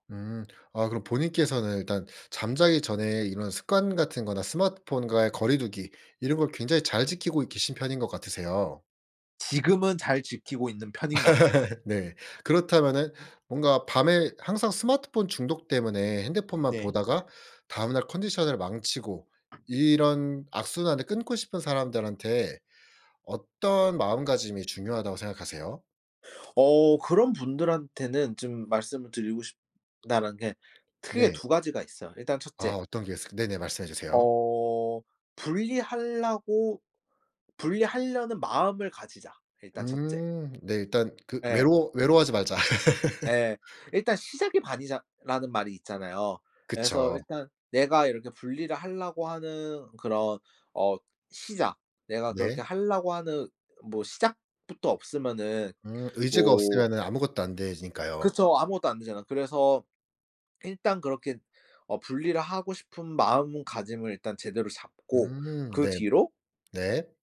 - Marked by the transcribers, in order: laugh; tapping; other background noise; laugh; "반이다.라는" said as "반이자라는"
- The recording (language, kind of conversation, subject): Korean, podcast, 취침 전에 스마트폰 사용을 줄이려면 어떻게 하면 좋을까요?